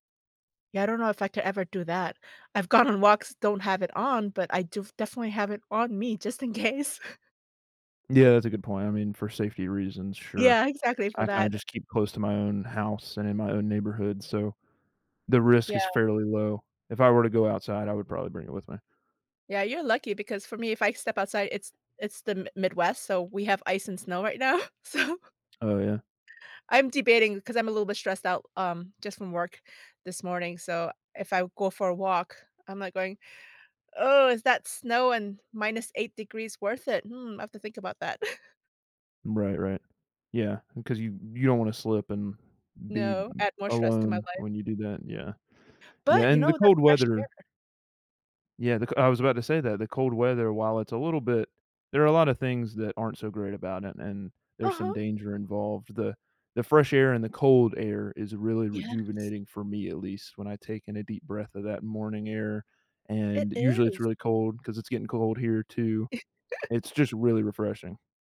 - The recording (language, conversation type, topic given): English, unstructured, What should I do when stress affects my appetite, mood, or energy?
- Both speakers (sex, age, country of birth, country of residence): female, 45-49, South Korea, United States; male, 20-24, United States, United States
- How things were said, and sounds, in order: laughing while speaking: "gone on walks"; laughing while speaking: "in case"; chuckle; laughing while speaking: "now. So"; chuckle; giggle